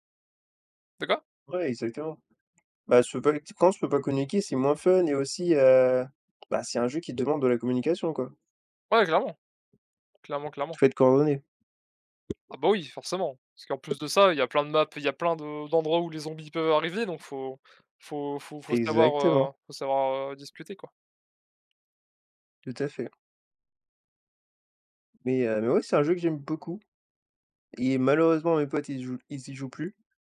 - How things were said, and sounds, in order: tapping; unintelligible speech; in English: "maps"
- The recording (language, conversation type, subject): French, unstructured, Qu’est-ce qui te frustre le plus dans les jeux vidéo aujourd’hui ?